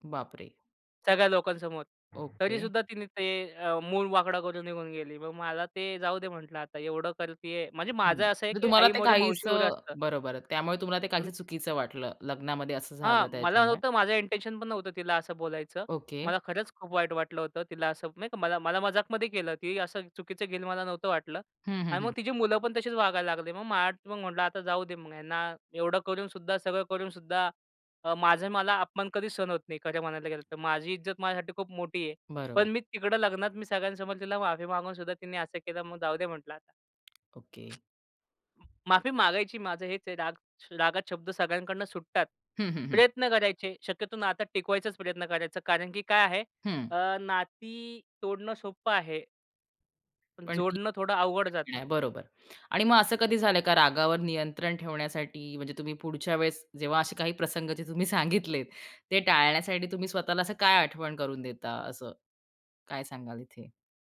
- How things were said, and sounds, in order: other background noise; "वगैरे" said as "उरो"; in English: "इंटेन्शन"; tapping; other noise; laughing while speaking: "सांगितलेत"
- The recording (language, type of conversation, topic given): Marathi, podcast, रागाच्या भरात तोंडून वाईट शब्द निघाले तर नंतर माफी कशी मागाल?